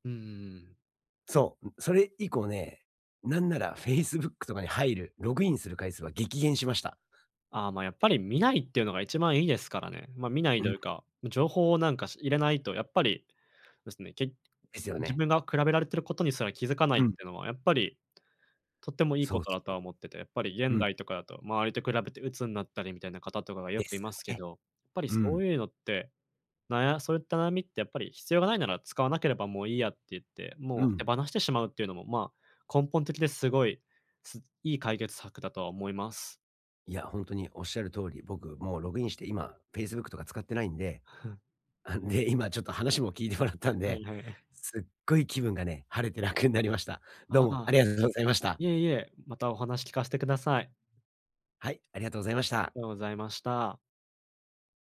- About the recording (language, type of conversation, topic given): Japanese, advice, 同年代と比べて焦ってしまうとき、どうすれば落ち着いて自分のペースで進めますか？
- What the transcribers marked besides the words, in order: chuckle; laughing while speaking: "今ちょっと話も聞いてもらったんで"; chuckle; laughing while speaking: "楽になりました"